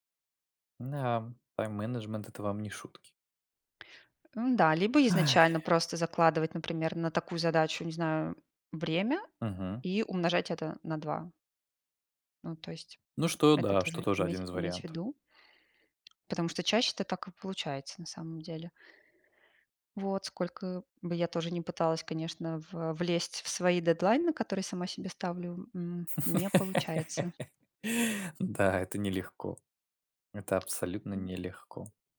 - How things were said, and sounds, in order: tapping; exhale; laugh
- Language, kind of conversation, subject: Russian, unstructured, Какие технологии помогают вам в организации времени?